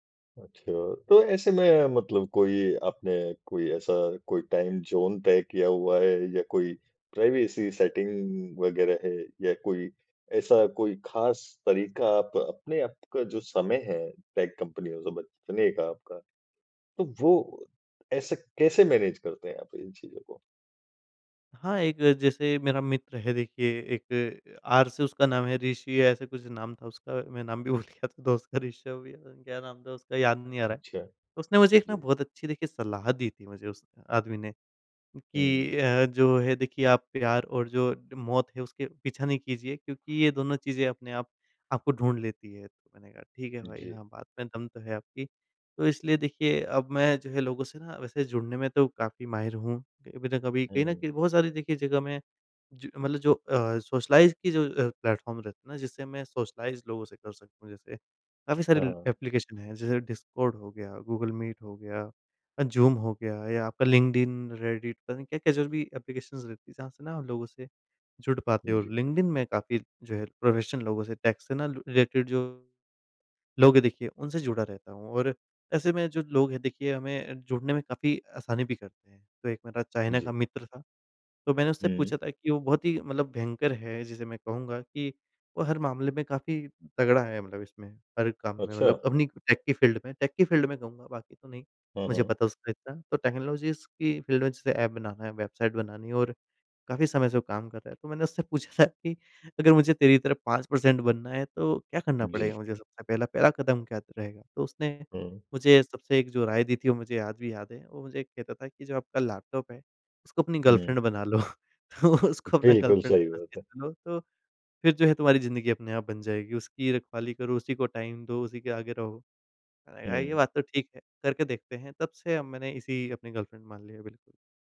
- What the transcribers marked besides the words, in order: tapping; in English: "टाइम ज़ोन"; in English: "प्राइवेसी सेटिंग"; in English: "टेक कंपनियों"; in English: "मैनेज"; laughing while speaking: "नाम भी भूल गया था दोस्त का"; in English: "सोशलाइज़"; in English: "प्लेटफ़ॉर्म"; in English: "सोशलाइज़"; in English: "एप्लीकेशन"; in English: "प्रोफेशनल"; in English: "टेक"; in English: "रिलेटेड"; in English: "टेक"; in English: "फील्ड"; in English: "टेक"; in English: "फील्ड"; in English: "टेक्नोलॉजीज़"; in English: "फील्ड"; laughing while speaking: "पूछा था कि"; in English: "पर्सेंट"; other background noise; in English: "गर्लफ्रेंड"; laughing while speaking: "उसको अपना गर्लफ्रेंड समझ के चलो"; in English: "गर्लफ्रेंड"; in English: "टाइम"; in English: "गर्लफ्रेंड"
- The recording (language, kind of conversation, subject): Hindi, podcast, दूर रहने वालों से जुड़ने में तकनीक तुम्हारी कैसे मदद करती है?